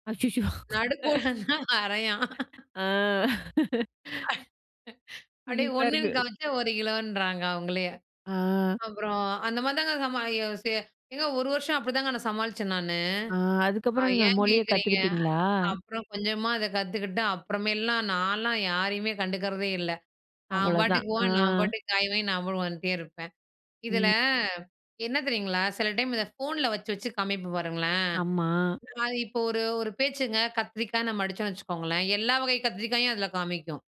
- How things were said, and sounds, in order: laughing while speaking: "அச்சச்சோ!"; laughing while speaking: "நடுக்கோடெல்லாம வரையான்"; drawn out: "ஆ"; laugh; drawn out: "இதில"
- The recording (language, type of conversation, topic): Tamil, podcast, நீங்கள் மொழிச் சிக்கலை எப்படிச் சமாளித்தீர்கள்?